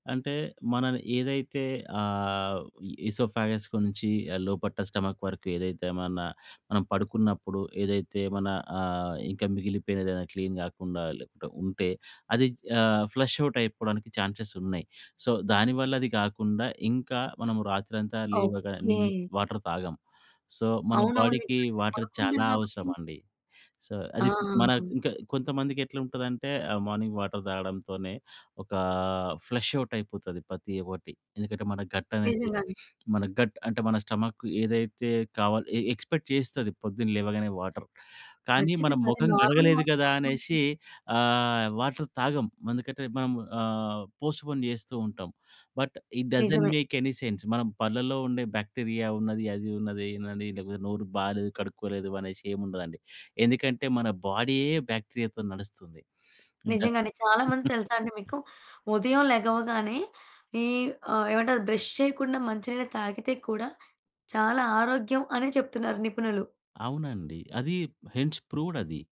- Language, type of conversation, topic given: Telugu, podcast, అత్యంత బిజీ దినచర్యలో మీరు మీ ఆరోగ్యాన్ని ఎలా కాపాడుకుంటారు?
- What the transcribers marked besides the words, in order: in English: "ఈసోఫాగస్‌కు"; in English: "స్టొమక్"; in English: "క్లీన్"; in English: "ఫ్లష్ ఔట్"; in English: "ఛాన్సెస్"; in English: "సో"; in English: "వాటర్"; in English: "సో"; in English: "బాడీకి వాటర్"; in English: "సో"; in English: "మార్నింగ్ వాటర్"; in English: "ఫ్లష్ ఔట్"; in English: "గట్"; other background noise; in English: "గట్"; in English: "స్టొమక్"; in English: "ఎ ఎక్స్‌పెక్ట్"; in English: "వాటర్"; in English: "నార్మల్ వాటర్"; in English: "వాటర్"; in English: "పోస్ట్‌పోన్"; in English: "బట్, ఇట్ డసెంట్ మేక్ ఎని సెన్స్"; in English: "బాక్టీరియా"; in English: "బాడీయే బాక్టీరియాతో"; chuckle; in English: "బ్రష్"; in English: "హెన్స్ ప్రూడ్"